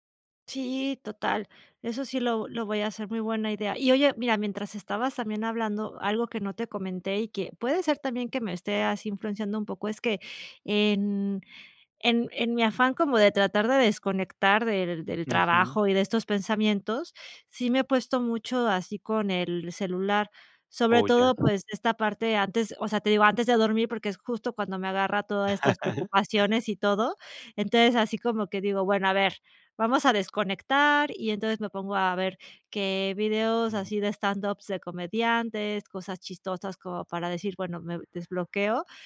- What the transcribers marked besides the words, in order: other background noise; chuckle; other noise; in English: "stand ups"
- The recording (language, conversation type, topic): Spanish, advice, ¿Por qué me cuesta relajarme y desconectar?